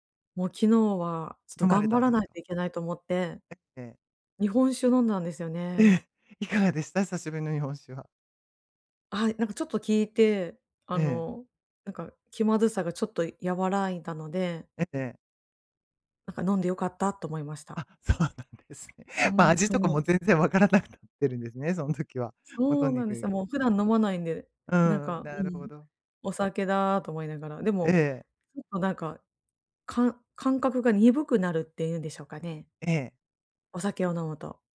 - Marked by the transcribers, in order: laughing while speaking: "そうなんですね。ま、味と … てるんですね"
- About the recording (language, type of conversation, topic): Japanese, advice, パーティーで感じる気まずさを和らげるにはどうすればいいですか？